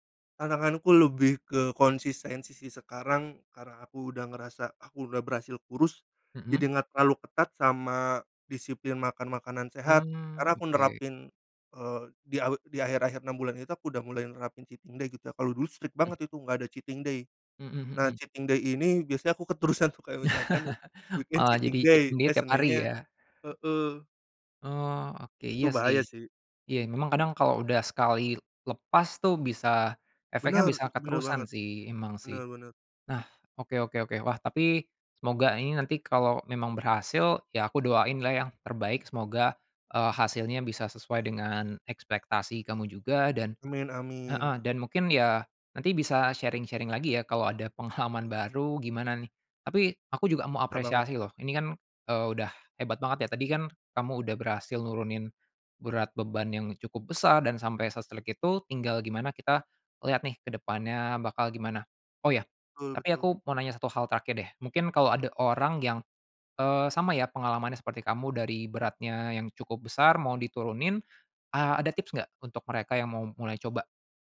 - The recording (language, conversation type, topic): Indonesian, podcast, Bagaimana pengalaman Anda belajar memasak makanan sehat di rumah?
- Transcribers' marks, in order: in English: "cheating day"; in English: "strict"; in English: "cheating day"; in English: "cheating day"; in English: "weekend cheating day"; in English: "cheating day"; in English: "sharing-sharing"; tapping; in English: "se-strict"